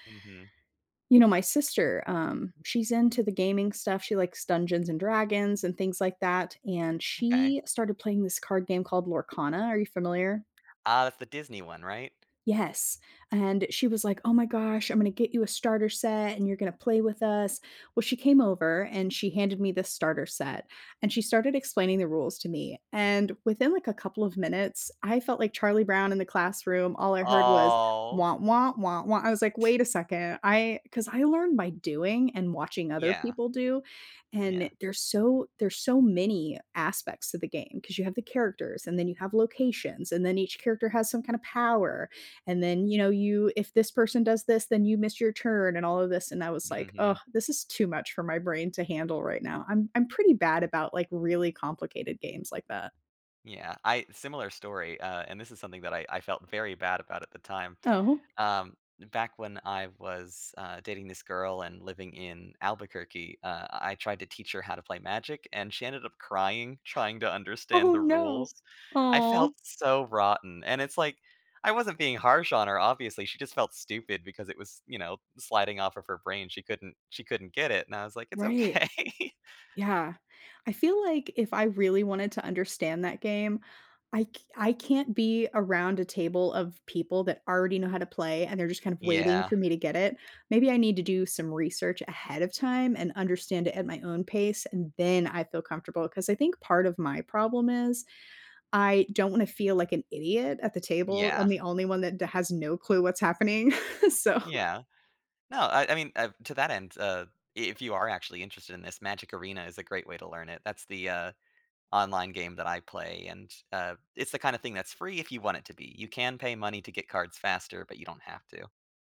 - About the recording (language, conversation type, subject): English, unstructured, How do I explain a quirky hobby to someone who doesn't understand?
- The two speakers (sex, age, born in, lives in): female, 35-39, United States, United States; male, 30-34, United States, United States
- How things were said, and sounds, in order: drawn out: "Oh"; other background noise; laughing while speaking: "Oh"; laughing while speaking: "okay"; laugh; laughing while speaking: "So"